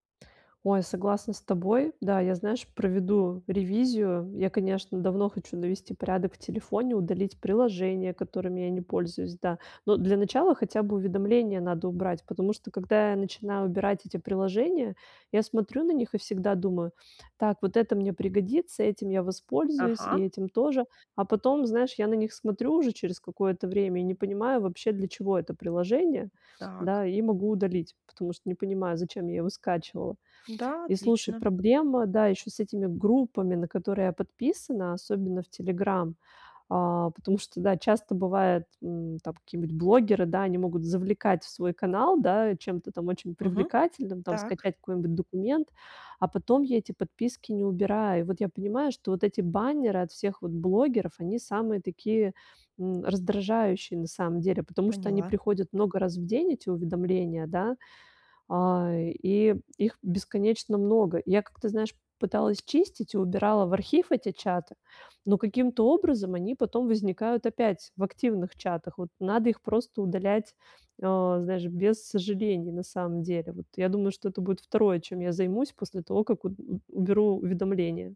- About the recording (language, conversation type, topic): Russian, advice, Как мне сократить уведомления и цифровые отвлечения в повседневной жизни?
- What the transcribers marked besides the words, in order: none